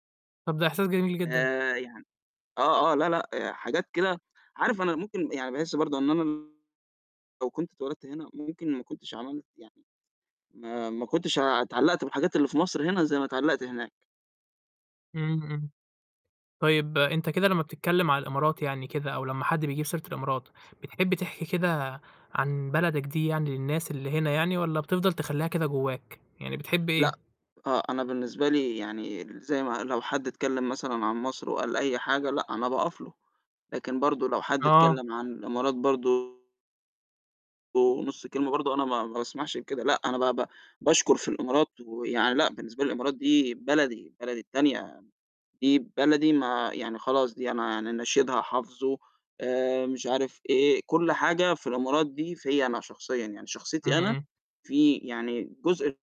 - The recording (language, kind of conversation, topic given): Arabic, podcast, إيه أكتر حاجة وحشتك من الوطن وإنت بعيد؟
- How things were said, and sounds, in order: distorted speech